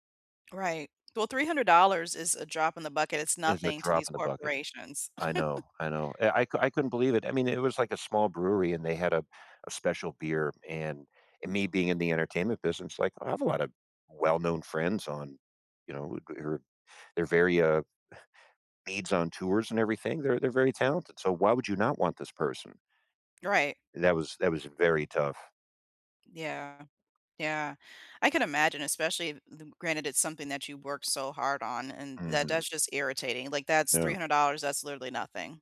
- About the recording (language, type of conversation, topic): English, unstructured, How do you deal with someone who refuses to apologize?
- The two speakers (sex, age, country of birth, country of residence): female, 40-44, United States, United States; male, 50-54, United States, United States
- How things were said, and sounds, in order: laugh; scoff